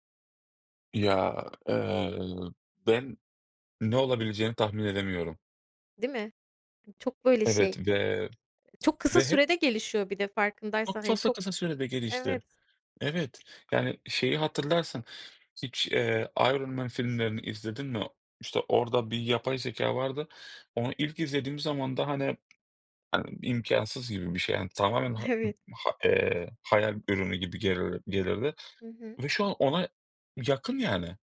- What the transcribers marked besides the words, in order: tapping; other background noise; laughing while speaking: "Evet"
- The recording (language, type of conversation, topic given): Turkish, unstructured, Yapay zeka geleceğimizi nasıl şekillendirecek?